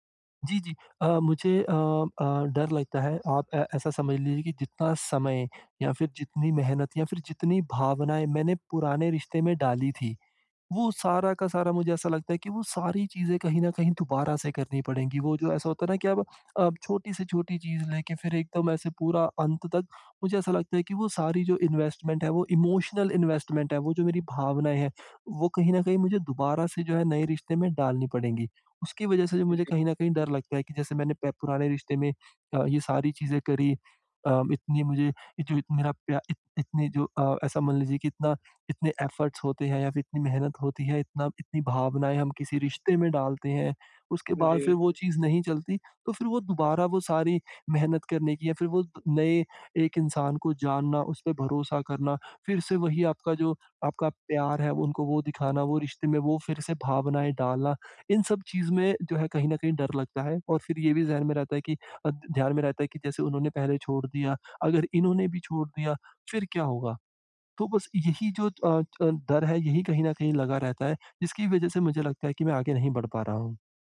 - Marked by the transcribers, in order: in English: "इन्वेस्टमेंट"; in English: "इमोशनल इन्वेस्टमेंट"; in English: "एफर्ट्स"
- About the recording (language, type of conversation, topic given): Hindi, advice, मैं भावनात्मक बोझ को संभालकर फिर से प्यार कैसे करूँ?